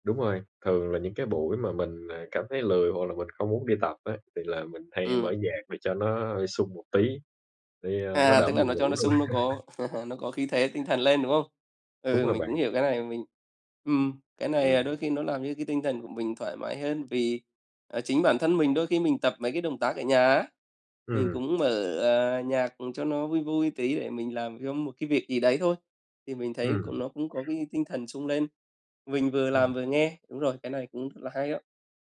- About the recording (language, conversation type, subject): Vietnamese, unstructured, Làm thế nào để giữ động lực khi bắt đầu một chế độ luyện tập mới?
- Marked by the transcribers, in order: tapping; laughing while speaking: "á"; laugh; other background noise